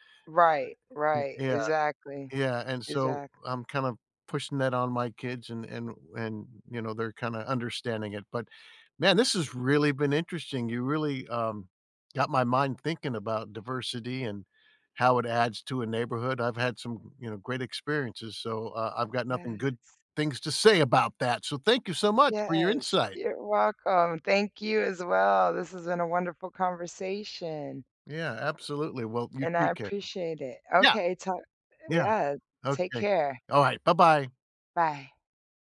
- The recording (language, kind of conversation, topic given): English, unstructured, What does diversity add to a neighborhood?
- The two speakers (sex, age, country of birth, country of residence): female, 45-49, United States, United States; male, 65-69, United States, United States
- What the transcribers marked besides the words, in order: tapping